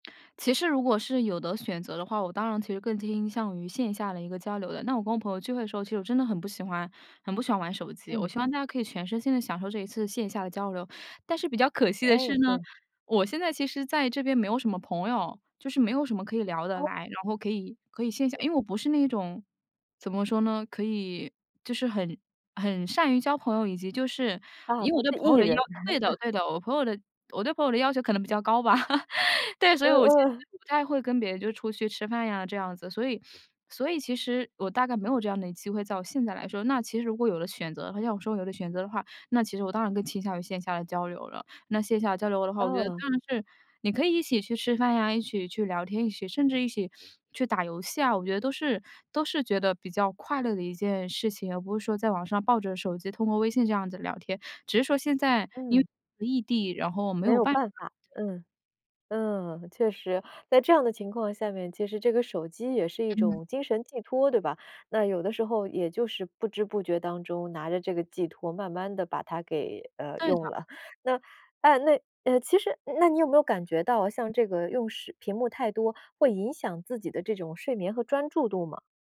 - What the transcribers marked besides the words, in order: other background noise; laugh; laugh; other noise
- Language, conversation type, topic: Chinese, podcast, 你平时怎么管理屏幕使用时间？